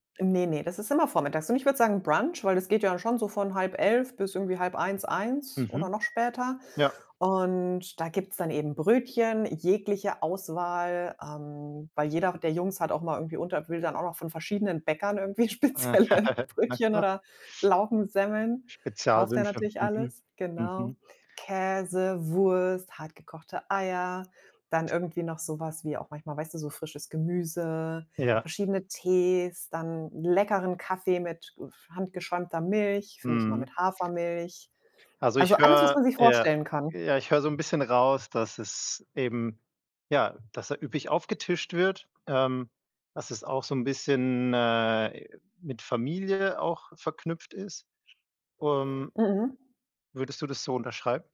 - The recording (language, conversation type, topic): German, podcast, Woran denkst du, wenn du das Wort Sonntagsessen hörst?
- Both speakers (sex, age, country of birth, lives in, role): female, 40-44, Germany, Cyprus, guest; male, 30-34, Germany, Germany, host
- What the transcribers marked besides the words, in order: other background noise; laugh; laughing while speaking: "spezielle Brötchen"; tapping